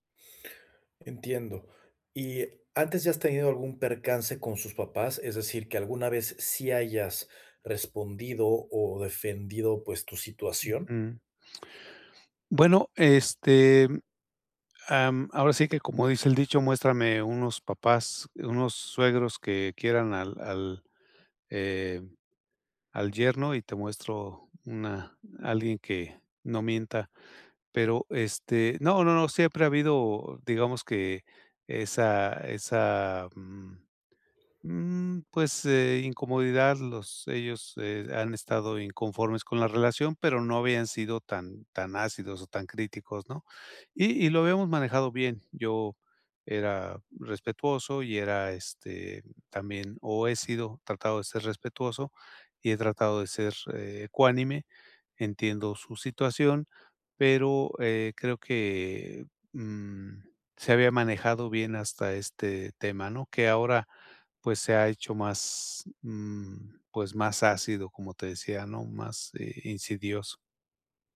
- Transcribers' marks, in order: other background noise; tapping
- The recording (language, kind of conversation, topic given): Spanish, advice, ¿Cómo puedo mantener la calma cuando alguien me critica?